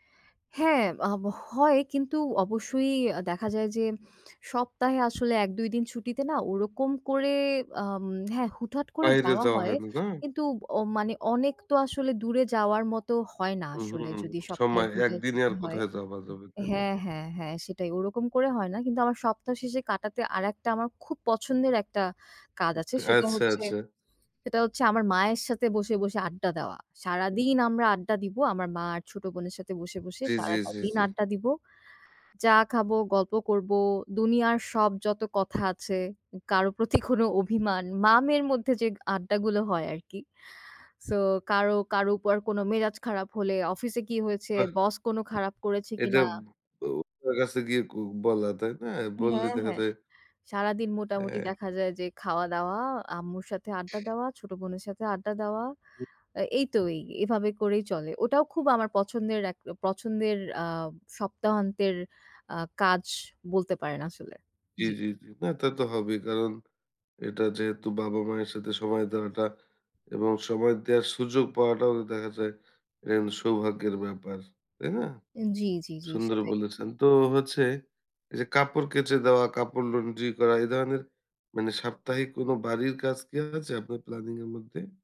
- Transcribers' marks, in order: tapping; other background noise; unintelligible speech
- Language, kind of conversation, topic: Bengali, podcast, সপ্তাহান্তটা কাটানোর তোমার সবচেয়ে প্রিয় উপায় কী?